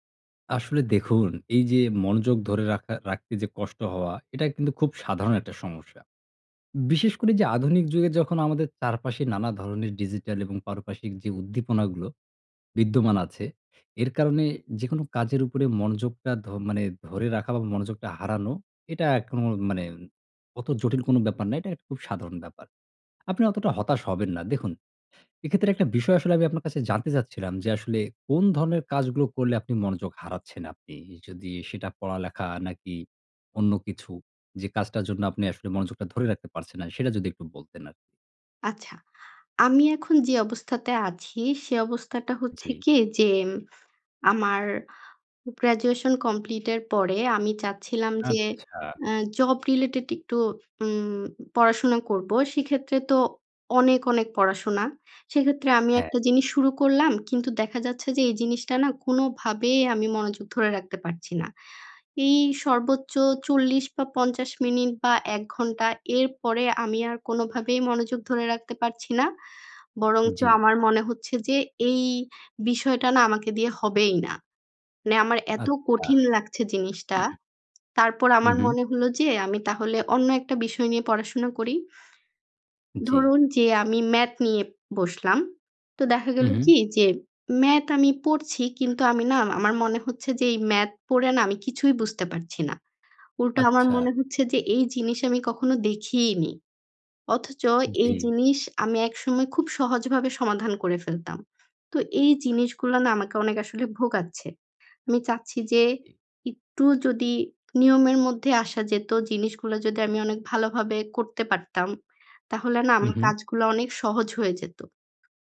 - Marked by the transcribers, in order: other background noise; tapping; throat clearing
- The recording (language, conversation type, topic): Bengali, advice, দীর্ঘ সময় কাজ করার সময় মনোযোগ ধরে রাখতে কষ্ট হলে কীভাবে সাহায্য পাব?